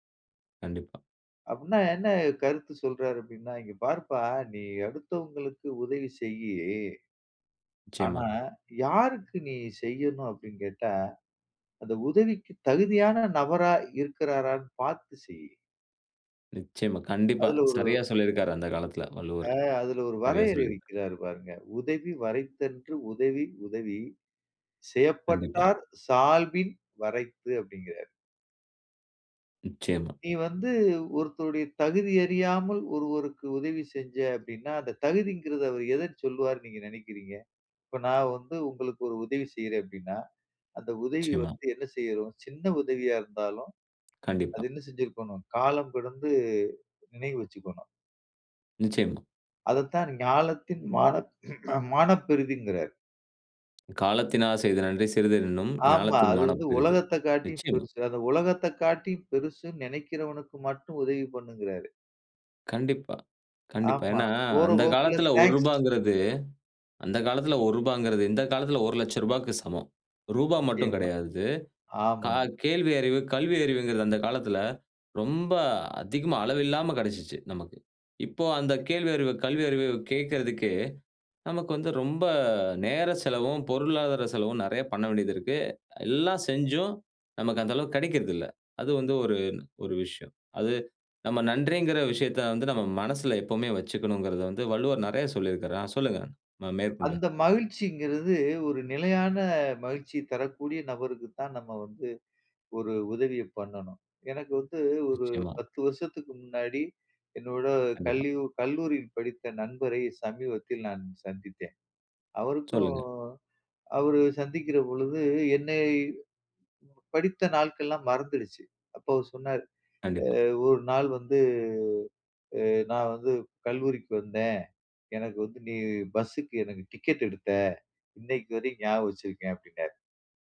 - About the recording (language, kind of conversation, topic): Tamil, podcast, இதைச் செய்வதால் உங்களுக்கு என்ன மகிழ்ச்சி கிடைக்கிறது?
- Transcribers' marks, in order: drawn out: "செய்யு"; "எதை" said as "எதர்"; grunt; other background noise; other noise